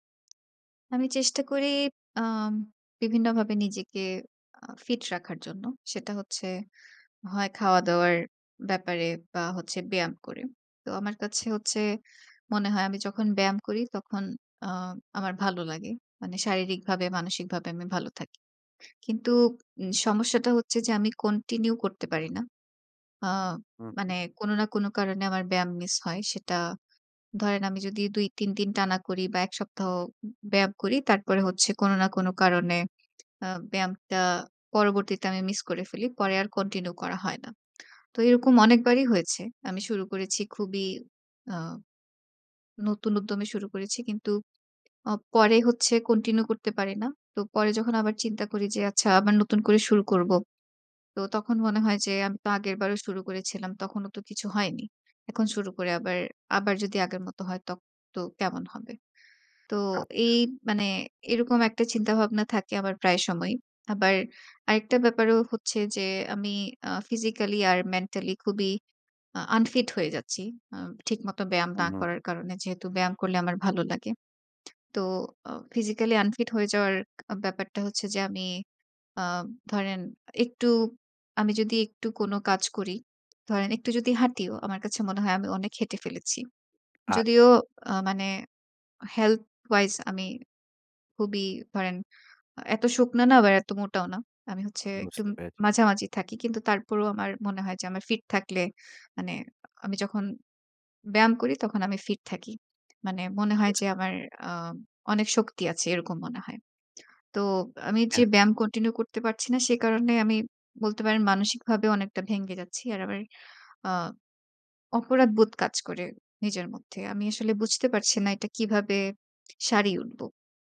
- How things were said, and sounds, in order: in English: "unfit"; in English: "physically unfit"; in English: "health wise"; unintelligible speech
- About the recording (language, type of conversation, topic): Bengali, advice, ব্যায়াম মিস করলে কি আপনার অপরাধবোধ বা লজ্জা অনুভূত হয়?